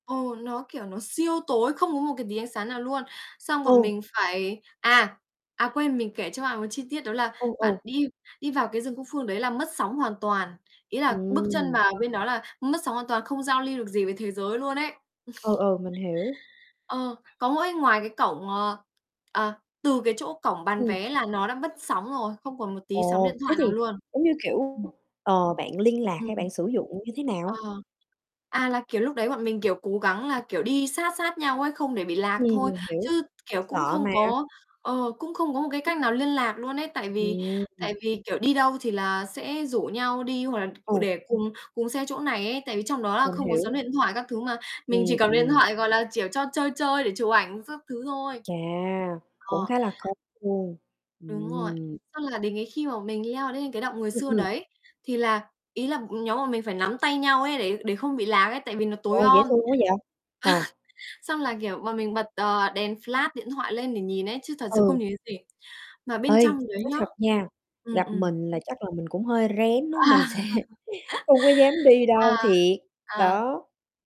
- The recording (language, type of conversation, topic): Vietnamese, unstructured, Chuyến đi nào khiến bạn cảm thấy hạnh phúc nhất?
- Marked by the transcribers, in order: other background noise; chuckle; tapping; distorted speech; horn; static; chuckle; in English: "flash"; laughing while speaking: "À"; laugh; laughing while speaking: "sẽ"